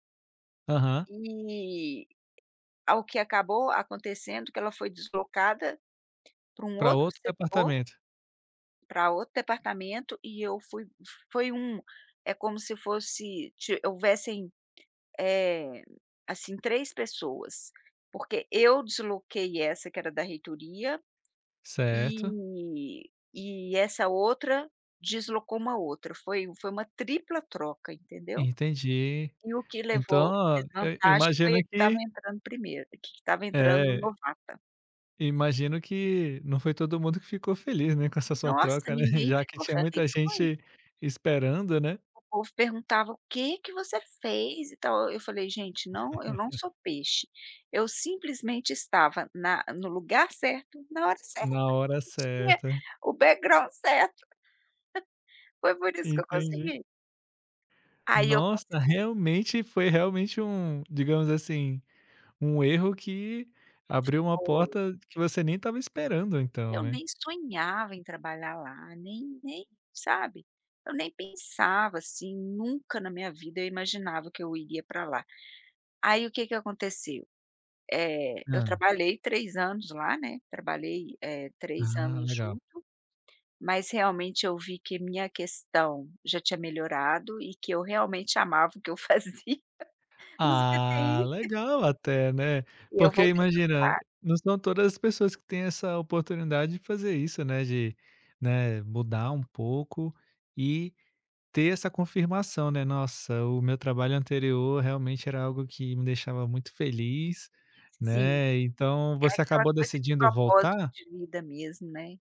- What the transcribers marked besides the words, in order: drawn out: "Eh"; tapping; other background noise; drawn out: "eh"; chuckle; laugh; in English: "background"; chuckle; laughing while speaking: "o que eu fazia no C-T-I"; unintelligible speech
- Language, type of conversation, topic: Portuguese, podcast, Quando foi que um erro seu acabou abrindo uma nova porta?